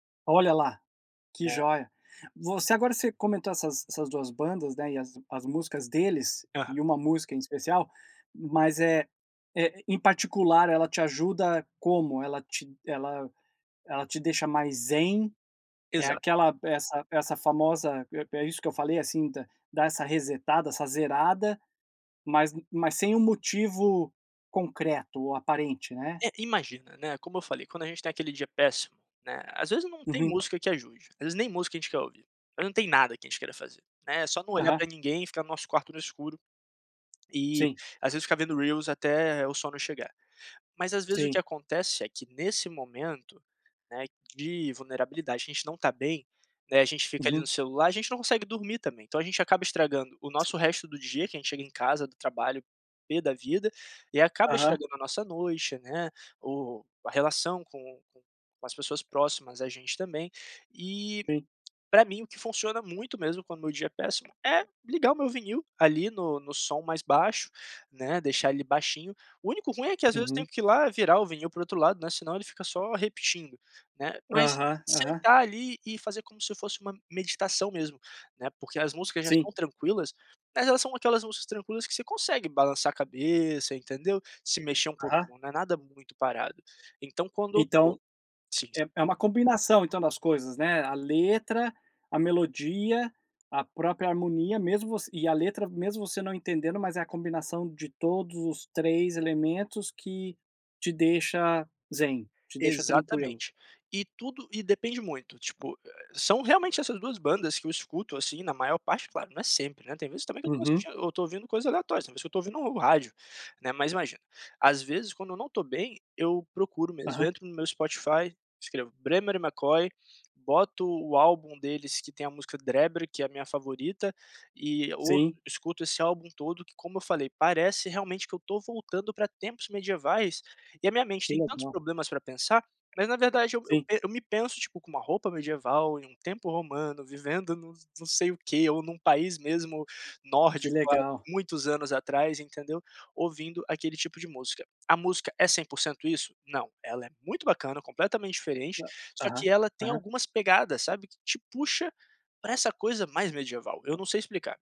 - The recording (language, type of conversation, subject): Portuguese, podcast, Me conta uma música que te ajuda a superar um dia ruim?
- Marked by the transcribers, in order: tapping; other background noise